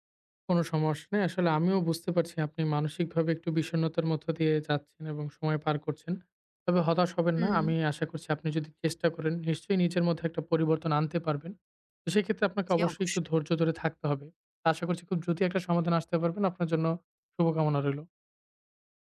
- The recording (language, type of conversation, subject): Bengali, advice, প্রতিদিন সহজভাবে প্রেরণা জাগিয়ে রাখার জন্য কী কী দৈনন্দিন অভ্যাস গড়ে তুলতে পারি?
- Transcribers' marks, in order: none